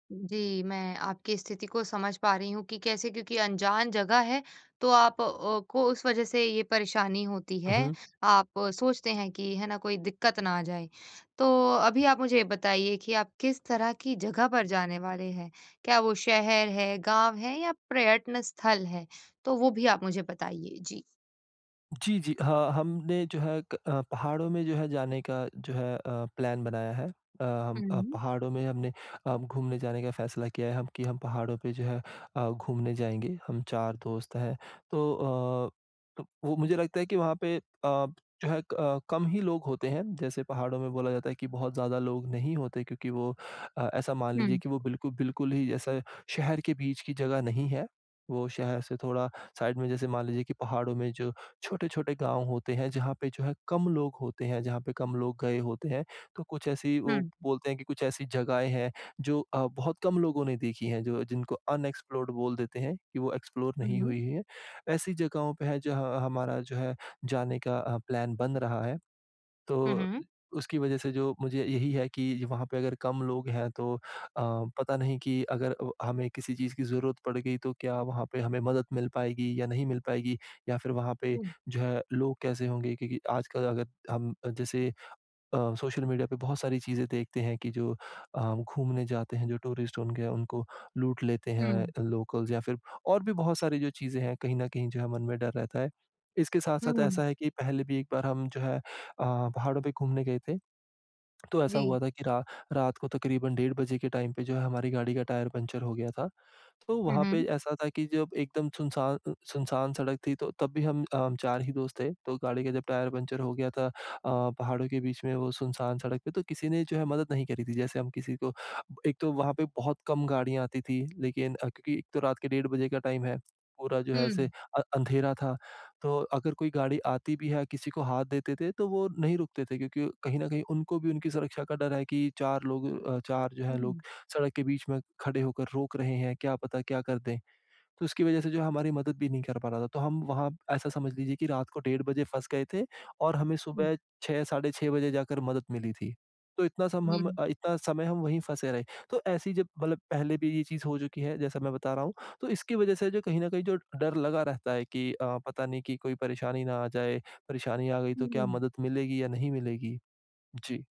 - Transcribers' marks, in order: in English: "प्लान"; in English: "साइड"; in English: "अनएक्सप्लोर्ड"; in English: "एक्सप्लोर"; in English: "प्लान"; in English: "टूरिस्ट"; in English: "लोकल्ज़"; in English: "टाइम"; in English: "टाइम"
- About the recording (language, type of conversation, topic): Hindi, advice, मैं अनजान जगहों पर अपनी सुरक्षा और आराम कैसे सुनिश्चित करूँ?